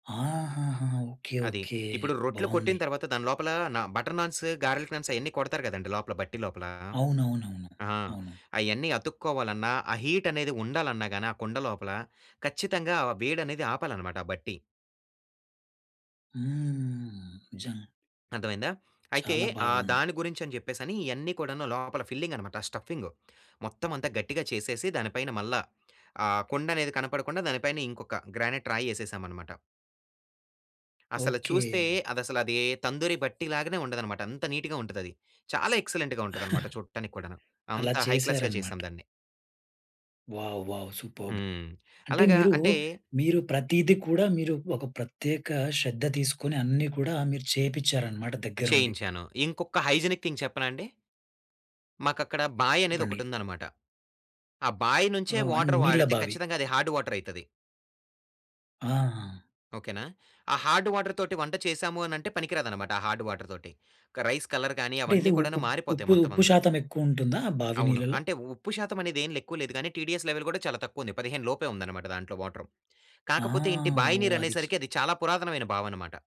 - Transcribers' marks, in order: tapping; in English: "హీట్"; in English: "ఫిల్లింగ్"; other noise; in English: "నీట్‌గా"; in English: "ఎక్సలెంట్‌గా"; chuckle; in English: "హై క్లాస్‌గా"; in English: "వావ్! వావ్! సూపర్బ్!"; in English: "హైజినిక్ థింగ్"; in English: "వాటర్"; in English: "హార్డ్"; in English: "హార్డ్ వాటర్‌తోటి"; in English: "హార్డ్ వాటర్‌తోటి"; in English: "రైస్ కలర్"; other background noise; "ఎక్కువ" said as "లెక్కువ"; in English: "టీడీఎస్ లెవెల్"
- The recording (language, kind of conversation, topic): Telugu, podcast, ఒక కమ్యూనిటీ వంటశాల నిర్వహించాలంటే ప్రారంభంలో ఏం చేయాలి?